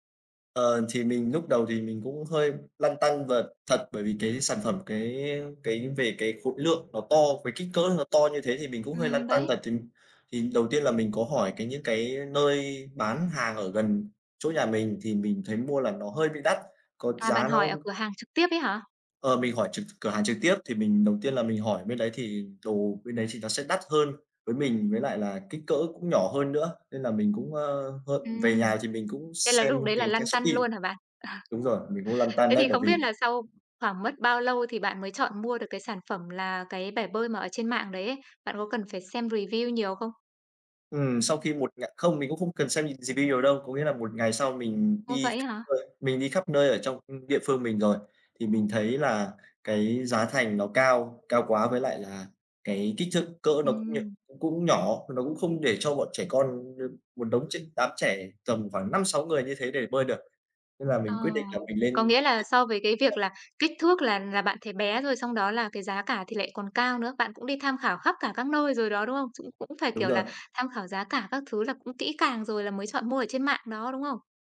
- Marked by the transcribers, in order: laughing while speaking: "Ờ"; in English: "review"; in English: "re review"; unintelligible speech; unintelligible speech
- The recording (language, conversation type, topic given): Vietnamese, podcast, Bạn có thể kể về lần mua sắm trực tuyến khiến bạn ấn tượng nhất không?